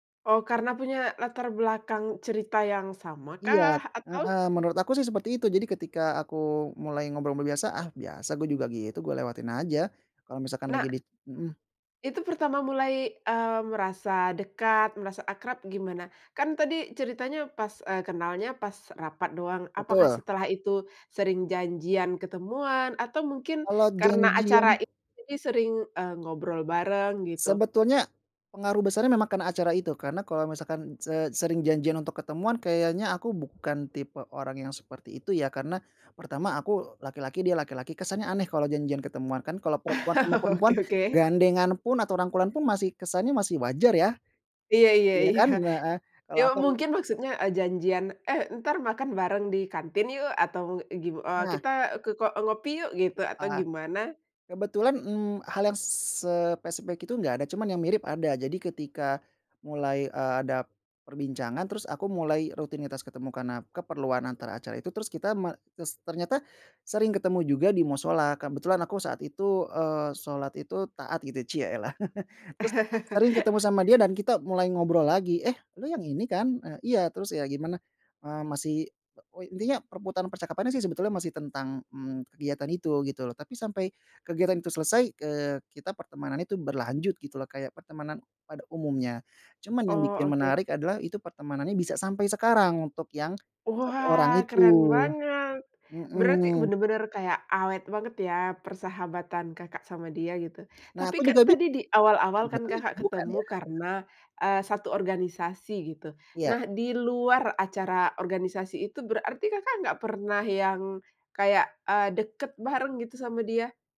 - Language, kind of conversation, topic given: Indonesian, podcast, Bisakah kamu menceritakan pertemuan tak terduga yang berujung pada persahabatan yang erat?
- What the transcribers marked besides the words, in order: chuckle; laughing while speaking: "Oke"; other background noise; laughing while speaking: "iya"; chuckle; laugh; tapping; chuckle